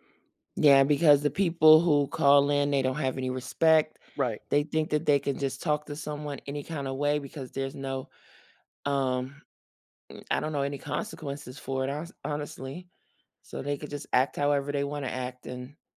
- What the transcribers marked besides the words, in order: none
- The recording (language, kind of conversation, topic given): English, podcast, What habits help you stay calm and balanced during a busy day?
- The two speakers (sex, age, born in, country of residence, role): female, 45-49, United States, United States, host; male, 45-49, United States, United States, guest